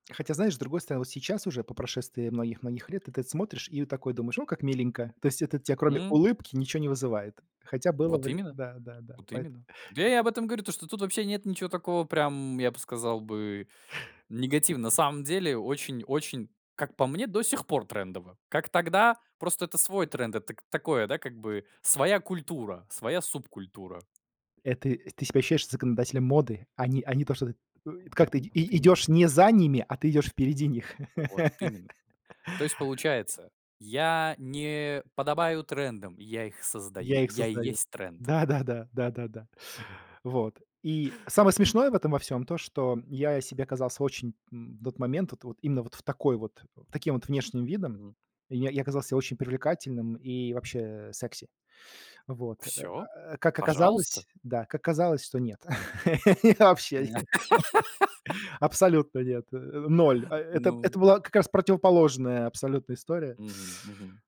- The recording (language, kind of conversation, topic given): Russian, podcast, Как ты решаешь, где оставаться собой, а где подстраиваться под тренды?
- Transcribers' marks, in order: tapping; other background noise; laugh; chuckle; laugh